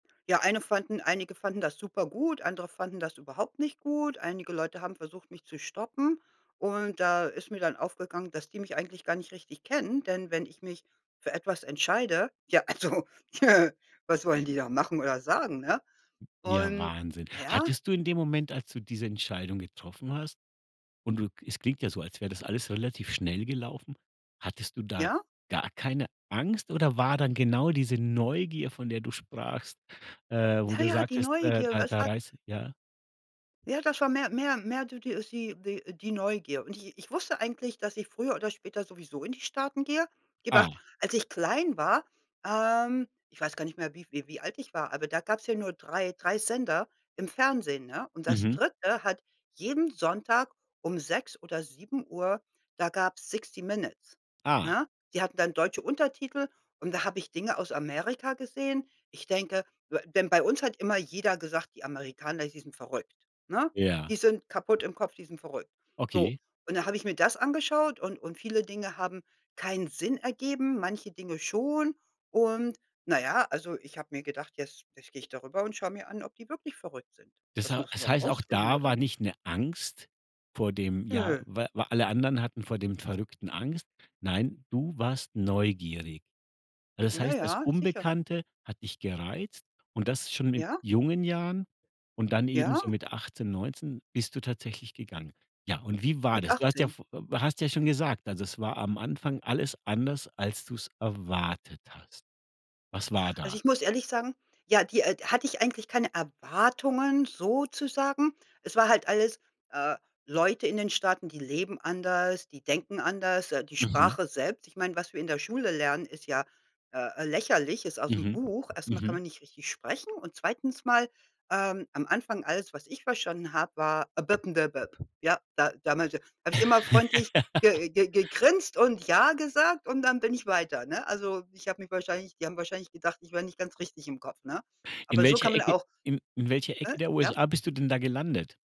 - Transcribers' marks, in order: laughing while speaking: "also"; chuckle; other background noise; stressed: "Neugier"; drawn out: "ähm"; in English: "Sixty Minutes"; tapping; stressed: "erwartet"; stressed: "Erwartungen, sozusagen"; unintelligible speech; laugh
- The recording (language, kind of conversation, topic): German, podcast, Wie gehst du mit der Angst vor dem Unbekannten um?